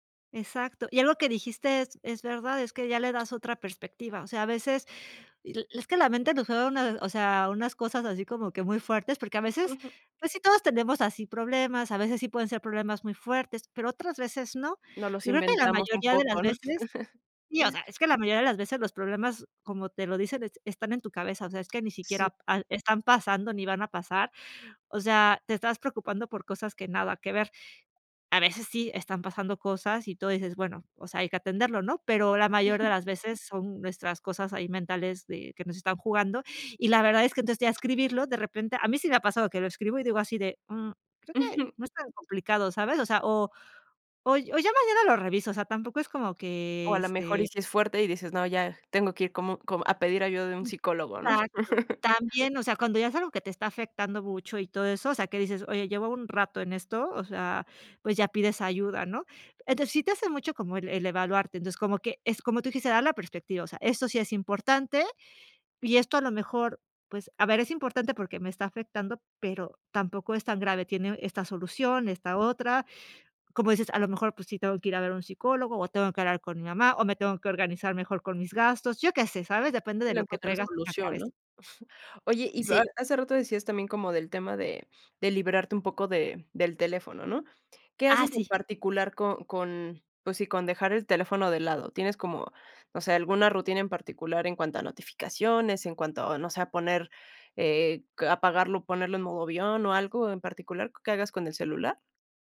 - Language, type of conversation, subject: Spanish, podcast, ¿Qué te ayuda a dormir mejor cuando la cabeza no para?
- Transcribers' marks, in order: chuckle; laugh; other background noise; chuckle; other noise; chuckle; chuckle